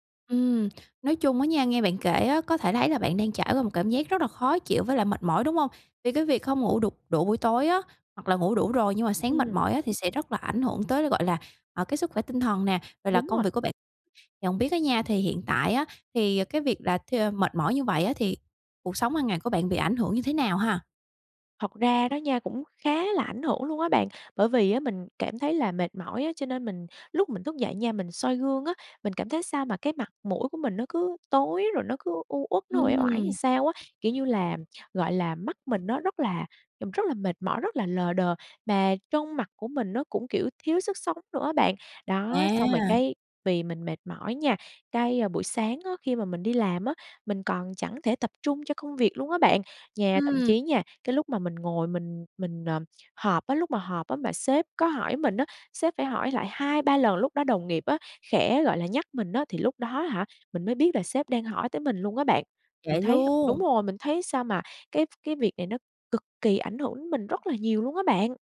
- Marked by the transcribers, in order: other background noise; tapping; "làm" said as "ừn"
- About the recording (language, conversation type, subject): Vietnamese, advice, Tại sao tôi cứ thức dậy mệt mỏi dù đã ngủ đủ giờ mỗi đêm?